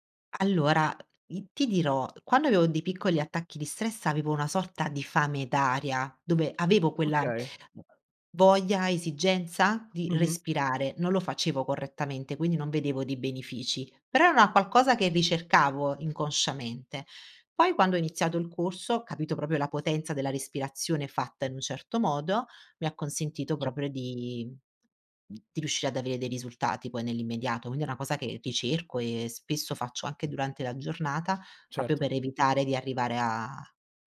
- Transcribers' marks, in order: "benefici" said as "benifici"; "proprio" said as "propio"; "proprio" said as "propio"
- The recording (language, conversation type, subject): Italian, podcast, Come gestisci lo stress quando ti assale improvviso?